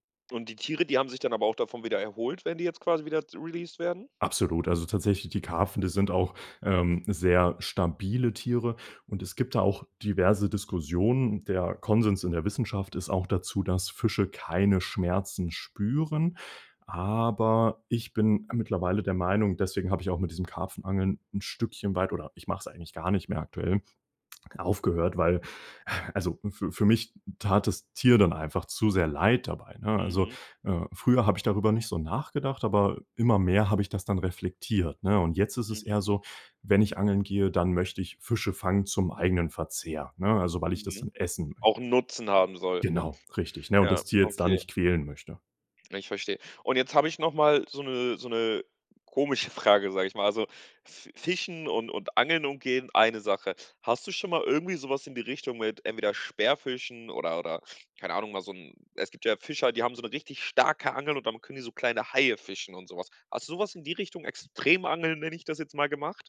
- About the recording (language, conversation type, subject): German, podcast, Was ist dein liebstes Hobby?
- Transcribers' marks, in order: in English: "released"; exhale; laughing while speaking: "komische Frage"